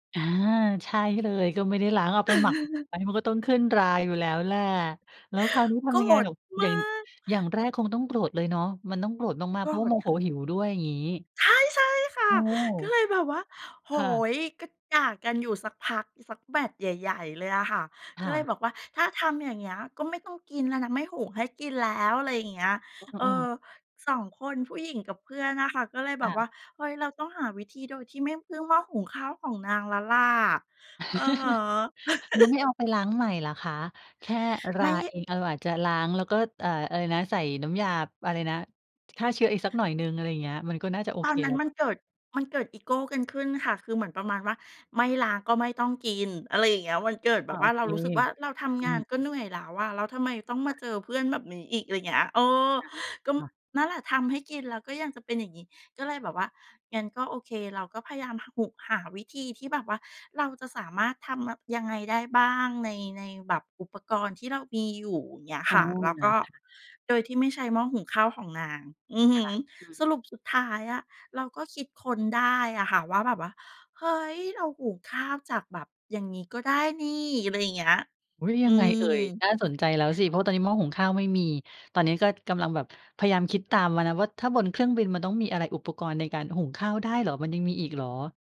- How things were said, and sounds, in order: chuckle; joyful: "ใช่ ใช่ค่ะ ก็เลยแบบว่า"; chuckle; other background noise; surprised: "อุ๊ย ! ยังไงเอ่ย ?"
- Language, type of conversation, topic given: Thai, podcast, อาหารจานไหนที่ทำให้คุณรู้สึกเหมือนได้กลับบ้านมากที่สุด?